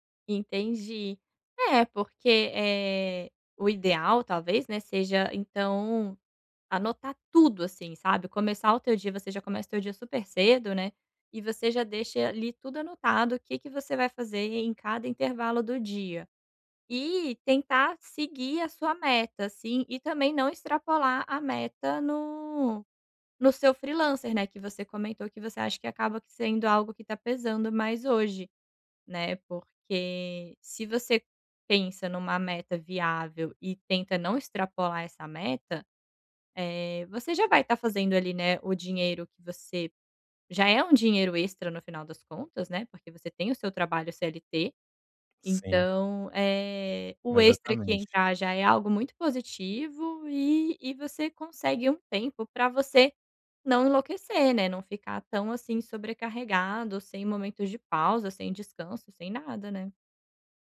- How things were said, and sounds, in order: none
- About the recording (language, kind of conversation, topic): Portuguese, advice, Como posso organizar melhor meu dia quando me sinto sobrecarregado com compromissos diários?
- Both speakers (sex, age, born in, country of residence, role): female, 30-34, Brazil, Portugal, advisor; male, 25-29, Brazil, France, user